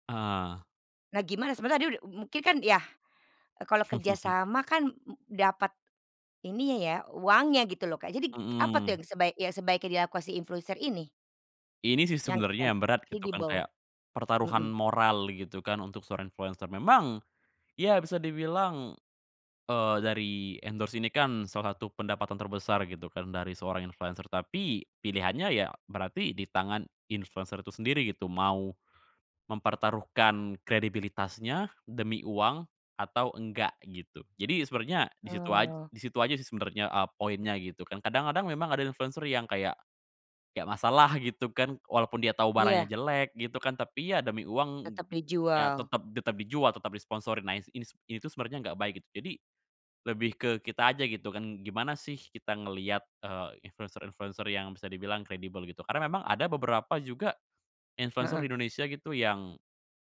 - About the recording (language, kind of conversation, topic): Indonesian, podcast, Bagaimana cara membedakan influencer yang kredibel dan yang tidak?
- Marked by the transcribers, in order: laugh; unintelligible speech; in English: "endorse"